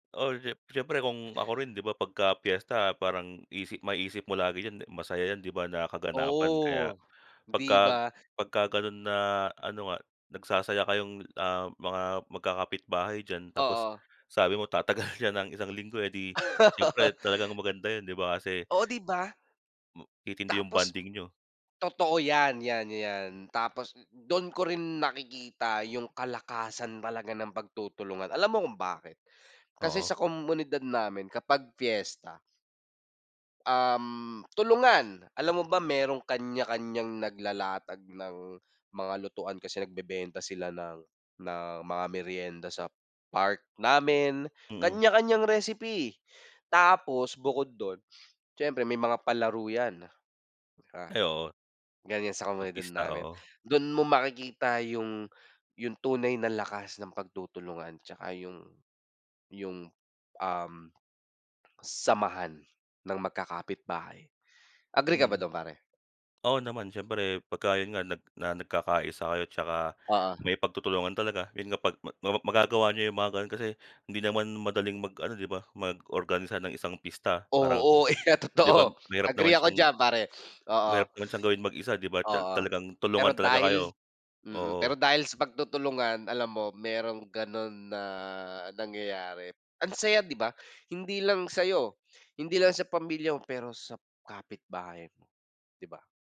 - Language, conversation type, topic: Filipino, unstructured, Bakit mahalaga ang pagtutulungan sa isang komunidad?
- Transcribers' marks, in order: other background noise; laugh; tapping; laughing while speaking: "eya totoo"; "iyan" said as "eya"; sniff